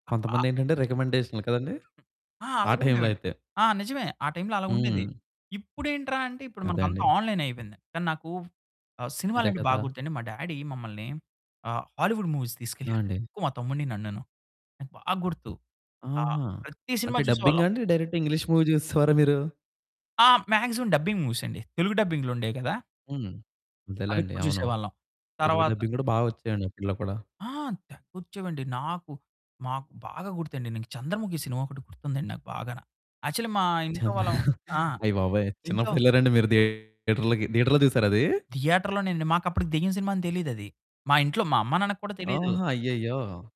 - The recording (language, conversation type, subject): Telugu, podcast, కుటుంబంగా కలిసి సినిమాలకు వెళ్లిన మధుర జ్ఞాపకాలు మీకు ఏమైనా ఉన్నాయా?
- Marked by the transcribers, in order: static; other background noise; in English: "ఆన్లైన్"; in English: "డ్యాడీ"; in English: "హాలీవుడ్ మూవీస్"; distorted speech; in English: "డైరెక్ట్ ఇంగ్లీష్ మూవీ"; in English: "మాక్సిమం డబ్బింగ్ మూవీస్"; in English: "డబ్బింగ్"; stressed: "తెగ్గొచ్చేవండి"; in English: "యాక్చువల్లి"; laughing while speaking: "చిన్న"; in English: "థియేటర్‌లో"; in English: "థియేటర్‌లోనేనండి"